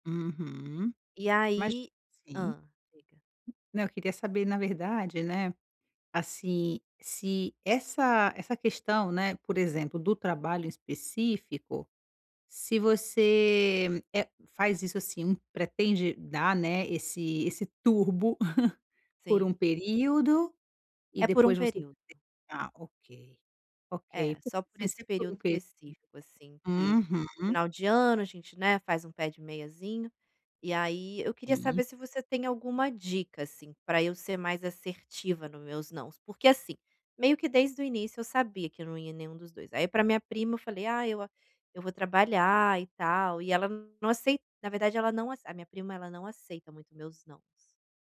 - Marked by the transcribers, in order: tapping; chuckle; other background noise
- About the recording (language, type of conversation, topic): Portuguese, advice, Como posso dizer não de forma assertiva sem me sentir culpado ou agressivo?